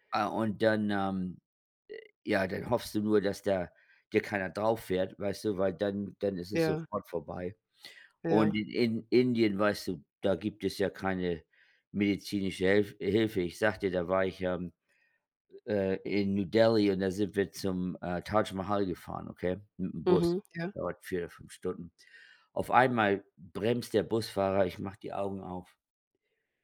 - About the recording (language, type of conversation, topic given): German, unstructured, Was war das ungewöhnlichste Transportmittel, das du je benutzt hast?
- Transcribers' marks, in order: none